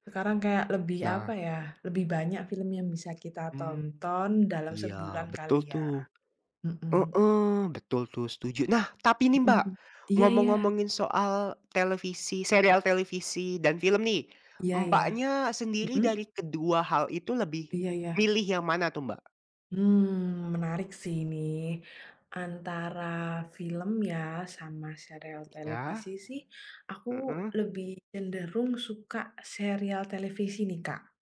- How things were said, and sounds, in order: tapping; other background noise
- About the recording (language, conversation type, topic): Indonesian, unstructured, Apa yang lebih Anda nikmati: menonton serial televisi atau film?